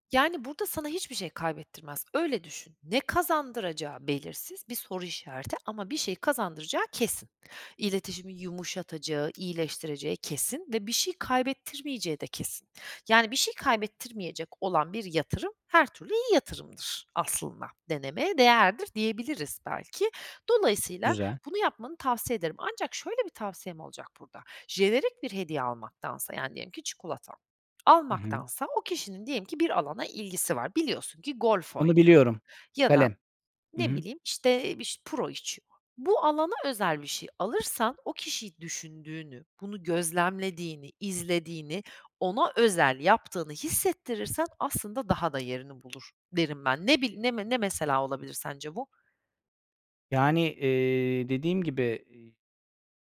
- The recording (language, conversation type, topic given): Turkish, advice, Zor bir patronla nasıl sağlıklı sınırlar koyup etkili iletişim kurabilirim?
- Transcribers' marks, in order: tapping